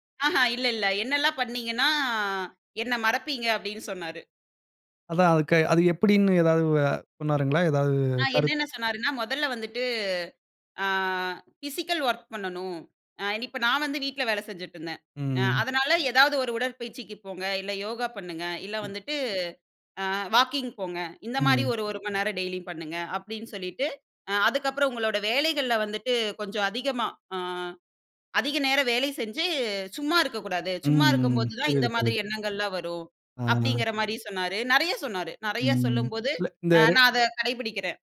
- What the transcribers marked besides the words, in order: "என்னை" said as "என்ன"; drawn out: "அ"; in English: "ஃபிசிக்கல் ஒர்க்"; "பண்ணணும்" said as "பண்ணனும்"; other noise; drawn out: "அ"; "வேல" said as "வேலை"; "மாதிரி" said as "மாரி"
- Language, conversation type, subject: Tamil, podcast, ஒரு உறவு முடிந்ததற்கான வருத்தத்தை எப்படிச் சமாளிக்கிறீர்கள்?